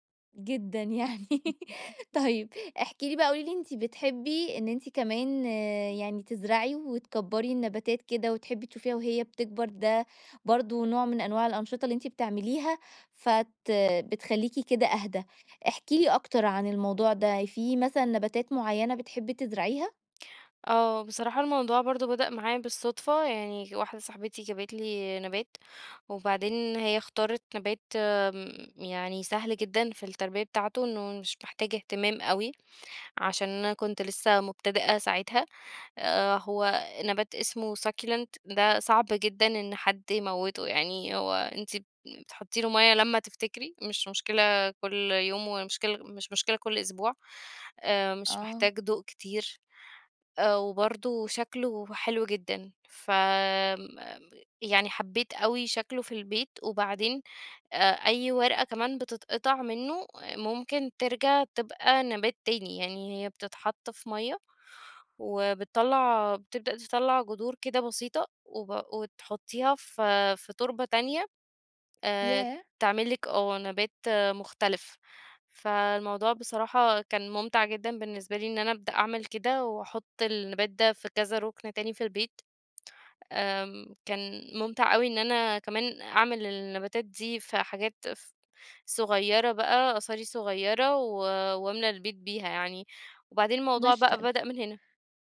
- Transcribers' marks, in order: laughing while speaking: "يعني"; laugh; unintelligible speech; other background noise; tapping
- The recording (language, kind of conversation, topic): Arabic, podcast, إيه النشاط اللي بترجع له لما تحب تهدأ وتفصل عن الدنيا؟